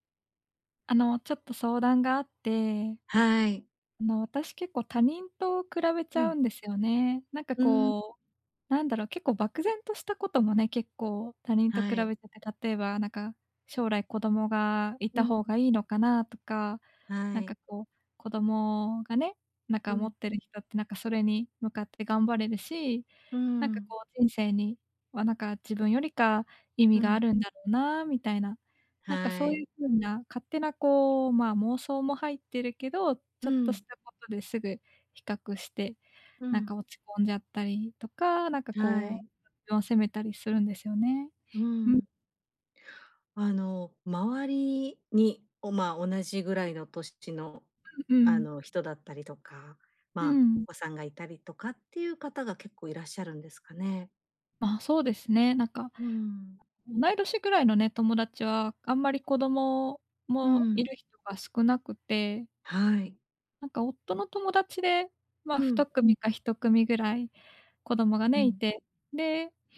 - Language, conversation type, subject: Japanese, advice, 他人と比べて落ち込んでしまうとき、どうすれば自信を持てるようになりますか？
- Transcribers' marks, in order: other background noise; unintelligible speech